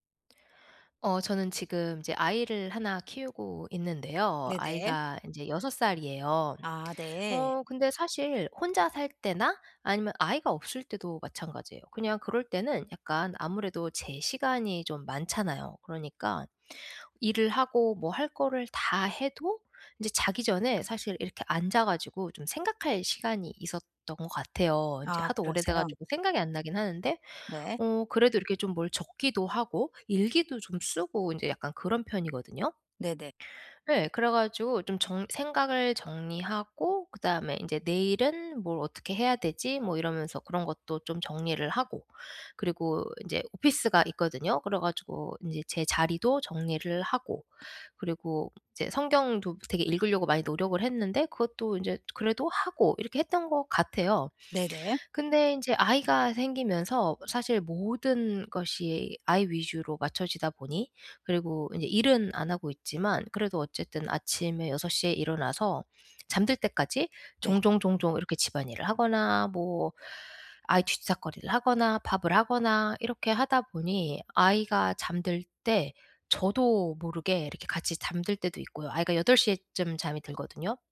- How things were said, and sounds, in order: tapping; in English: "office가"
- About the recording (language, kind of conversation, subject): Korean, advice, 잠들기 전에 마음을 편안하게 정리하려면 어떻게 해야 하나요?